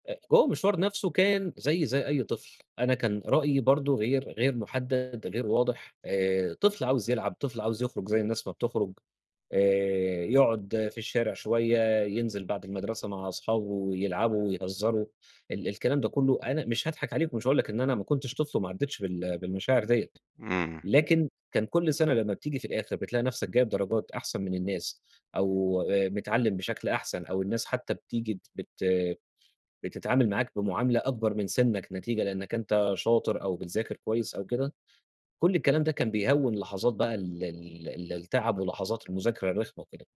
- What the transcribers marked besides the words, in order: tapping
- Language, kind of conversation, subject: Arabic, podcast, إيه الدافع اللي خلّاك تحبّ التعلّم؟